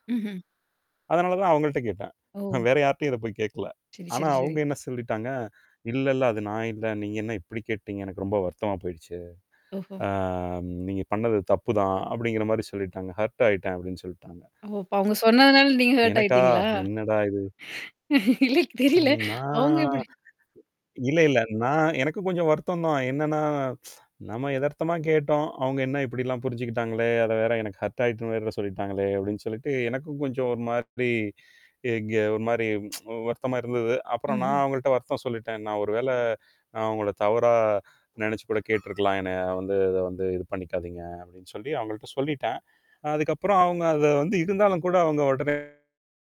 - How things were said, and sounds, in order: tapping; laughing while speaking: "அ வேற"; distorted speech; other noise; static; in English: "ஹர்ட்"; in English: "ஹர்ட்"; laughing while speaking: "இல்ல தெரியல. அவுங்க எப்படி"; tsk; other background noise; tsk; in English: "ஹர்ட்"; tsk
- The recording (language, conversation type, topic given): Tamil, podcast, நம்முடைய தவறுகளைப் பற்றி திறந்தமையாகப் பேச முடியுமா?